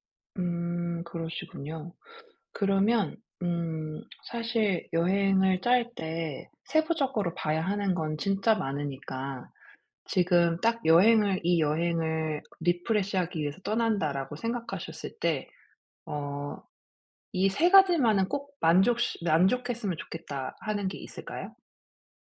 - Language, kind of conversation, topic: Korean, advice, 중요한 결정을 내릴 때 결정 과정을 단순화해 스트레스를 줄이려면 어떻게 해야 하나요?
- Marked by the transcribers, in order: in English: "리프레시"